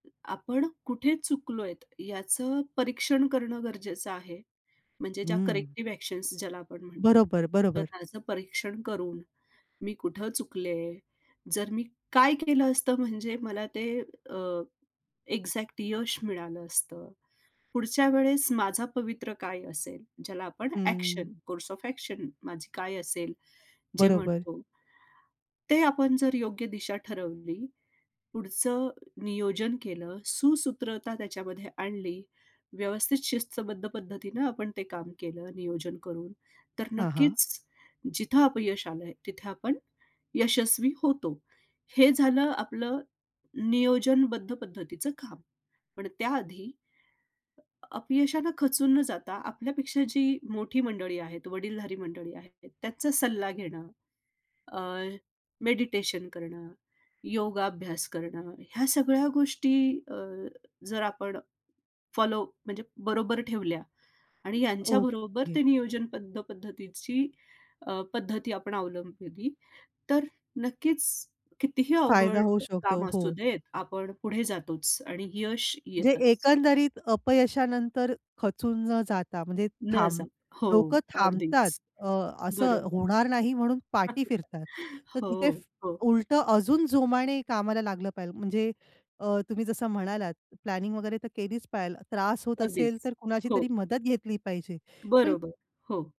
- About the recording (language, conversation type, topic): Marathi, podcast, आत्मसंशय आल्यावर तुम्ही स्वतःला कसा धीर देता?
- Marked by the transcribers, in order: other background noise; in English: "करेक्टिव्ह ॲक्शन्स"; in English: "एक्झॅक्ट"; tapping; in English: "ॲक्शन कोर्स ऑफ ॲक्शन"; other noise; chuckle; in English: "प्लॅनिंग"